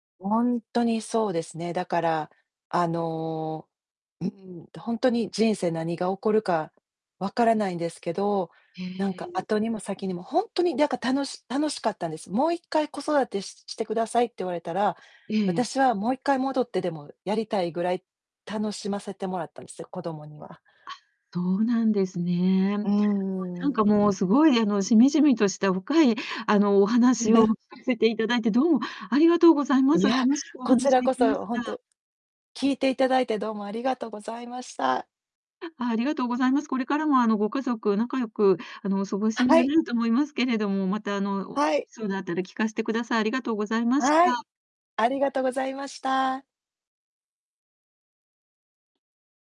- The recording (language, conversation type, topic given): Japanese, podcast, 人生の転機になった出来事を話してくれますか？
- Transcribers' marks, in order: distorted speech; laugh; tapping; other background noise